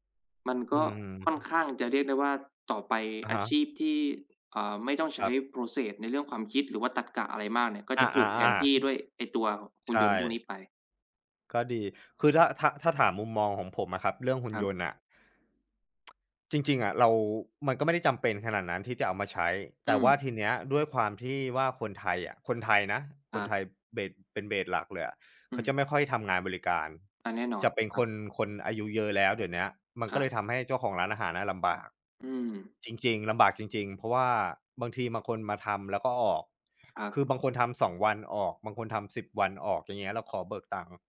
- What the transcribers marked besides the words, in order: in English: "Process"; tapping; tsk; in English: "เบส"; in English: "เบส"
- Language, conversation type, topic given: Thai, unstructured, ข่าวเทคโนโลยีใหม่ล่าสุดส่งผลต่อชีวิตของเราอย่างไรบ้าง?